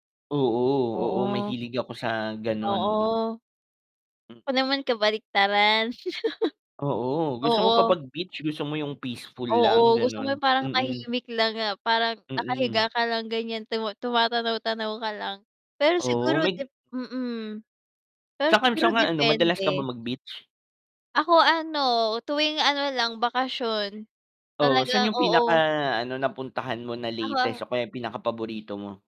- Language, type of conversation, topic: Filipino, unstructured, Ano ang paborito mong tanawin sa kalikasan?
- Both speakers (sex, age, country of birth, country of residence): female, 25-29, Philippines, Philippines; male, 25-29, Philippines, Philippines
- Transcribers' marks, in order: static; chuckle